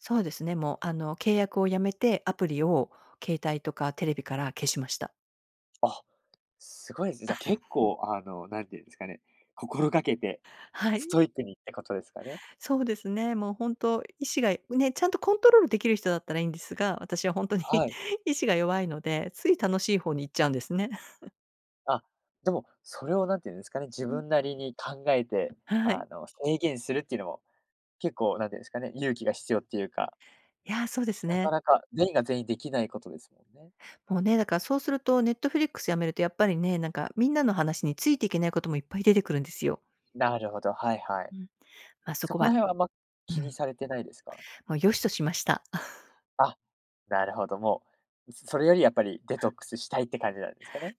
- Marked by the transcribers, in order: laughing while speaking: "あ"; laughing while speaking: "ほんとに"; chuckle; chuckle
- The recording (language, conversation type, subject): Japanese, podcast, デジタルデトックスを試したことはありますか？